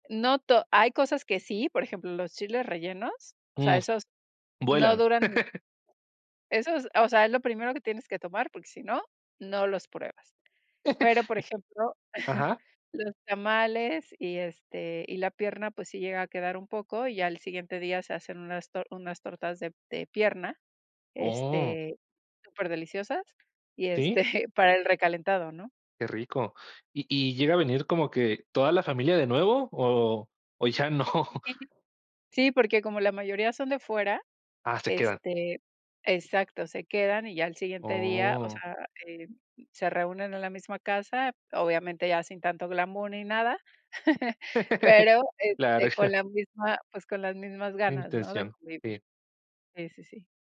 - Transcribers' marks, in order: laugh; laugh; tapping; chuckle; chuckle; laughing while speaking: "o ya no?"; other noise; chuckle
- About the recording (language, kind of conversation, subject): Spanish, podcast, ¿Cómo puedes cocinar con poco presupuesto para muchos invitados?